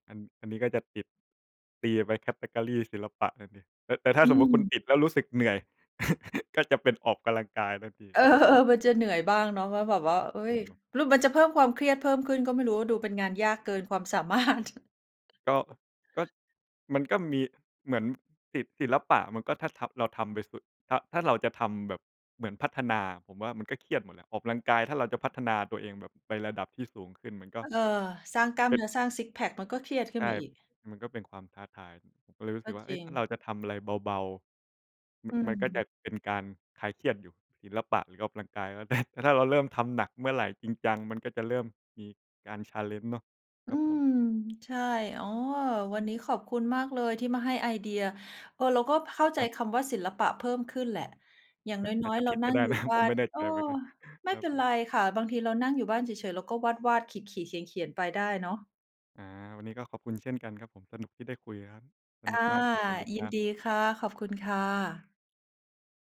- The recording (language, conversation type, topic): Thai, unstructured, ศิลปะช่วยให้เรารับมือกับความเครียดอย่างไร?
- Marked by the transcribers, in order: in English: "แคเทอกอรี"; chuckle; laughing while speaking: "เออ"; laughing while speaking: "สามารถ"; laughing while speaking: "ได้"; in English: "challenge"; laughing while speaking: "นะ"; chuckle